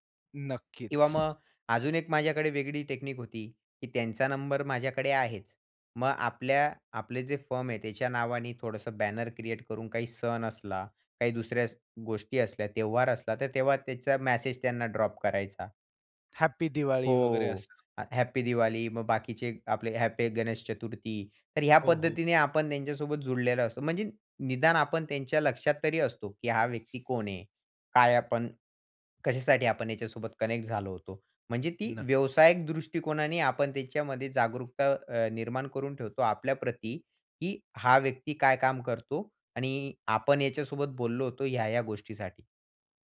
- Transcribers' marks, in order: other background noise; in English: "टेक्निक"; in English: "फर्म"; in English: "कनेक्ट"; tapping
- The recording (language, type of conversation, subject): Marathi, podcast, लक्षात राहील असा पाठपुरावा कसा करावा?